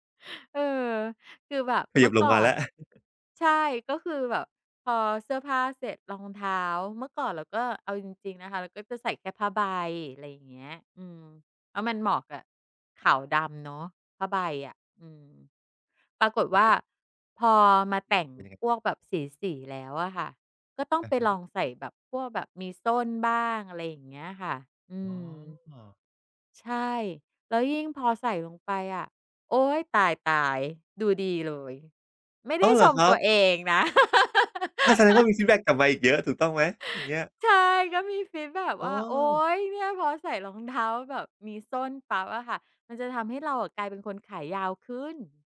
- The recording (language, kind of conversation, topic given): Thai, podcast, จะผสมเทรนด์กับเอกลักษณ์ส่วนตัวยังไงให้ลงตัว?
- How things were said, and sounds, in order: chuckle; unintelligible speech; laugh